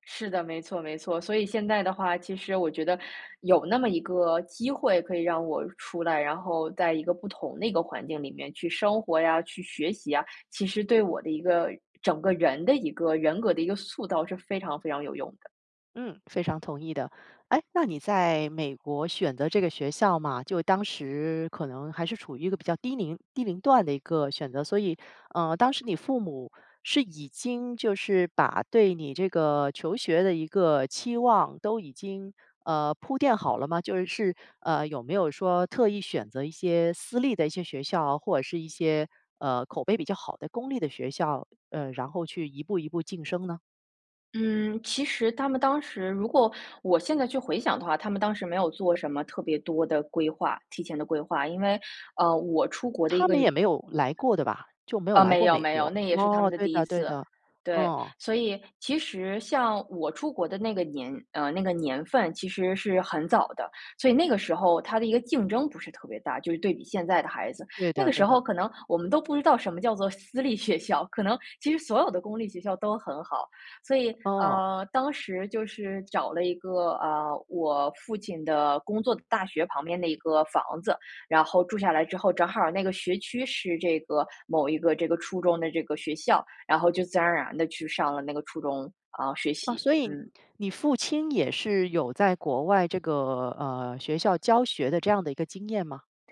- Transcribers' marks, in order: other background noise
- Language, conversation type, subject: Chinese, podcast, 你家里人对你的学历期望有多高？